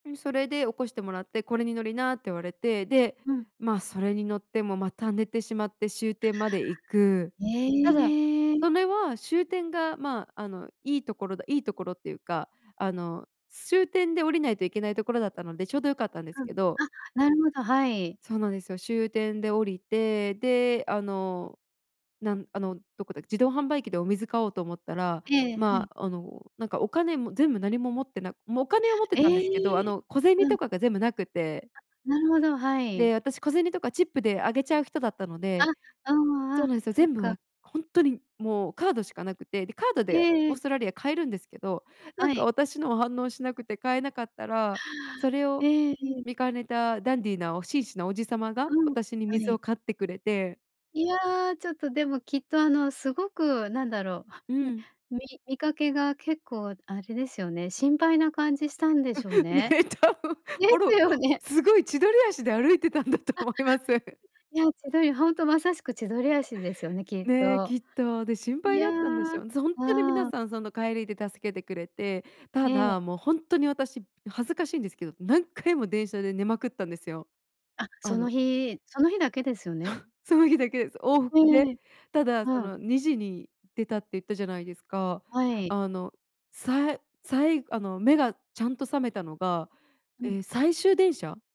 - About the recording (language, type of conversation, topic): Japanese, podcast, 見知らぬ人に助けられたことはありますか？
- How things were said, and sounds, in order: chuckle; laughing while speaking: "うん、ね、多分、もろ"; laughing while speaking: "だと思います"; chuckle